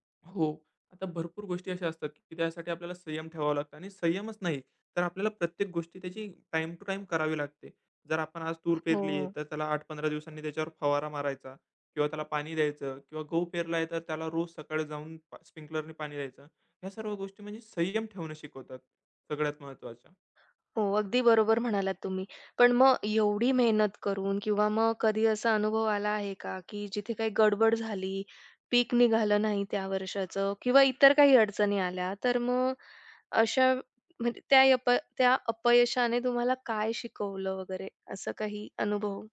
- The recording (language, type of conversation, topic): Marathi, podcast, शेतात काम करताना तुला सर्वात महत्त्वाचा धडा काय शिकायला मिळाला?
- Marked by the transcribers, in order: in English: "टाईम टू टाईम"; other background noise; in English: "स्प्रिंकलरनी"; tapping; horn